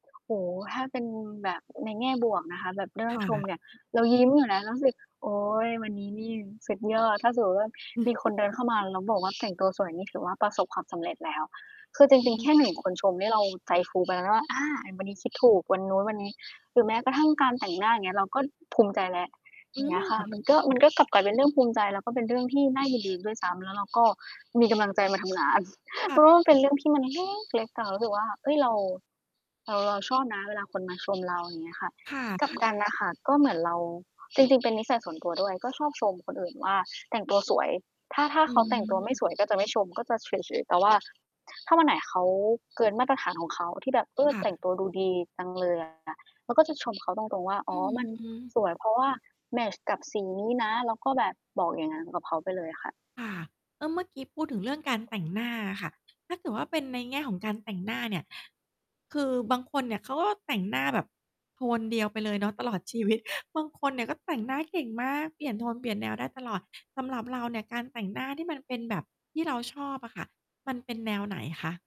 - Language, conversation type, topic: Thai, podcast, การแต่งตัวให้เป็นตัวเองสำหรับคุณหมายถึงอะไร?
- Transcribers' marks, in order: other noise; other background noise; distorted speech; static; chuckle; tapping; mechanical hum